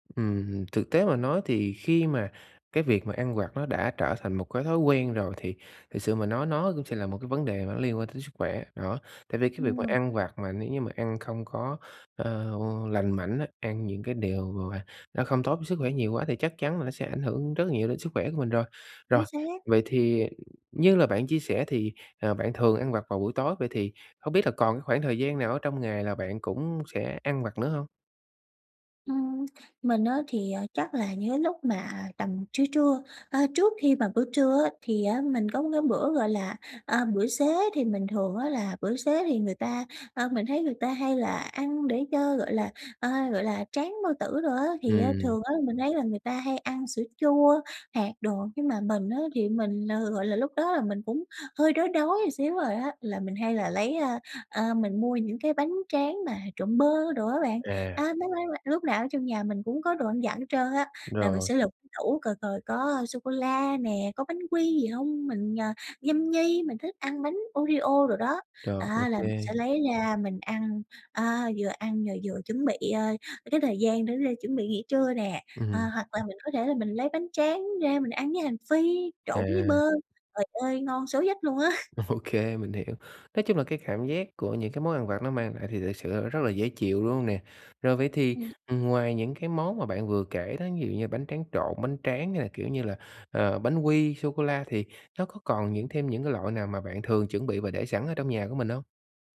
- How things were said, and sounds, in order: tapping; other background noise; other noise; laughing while speaking: "OK"
- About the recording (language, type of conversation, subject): Vietnamese, advice, Làm sao để bớt ăn vặt không lành mạnh mỗi ngày?